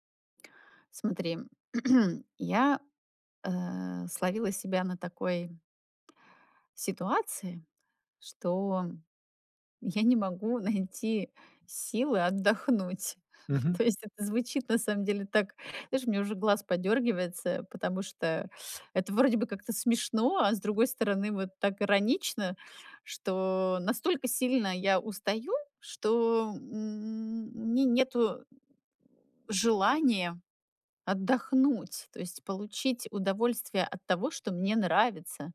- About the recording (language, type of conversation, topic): Russian, advice, Почему я так устаю, что не могу наслаждаться фильмами или музыкой?
- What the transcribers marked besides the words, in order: throat clearing; laughing while speaking: "найти"; laugh; laughing while speaking: "То"; tapping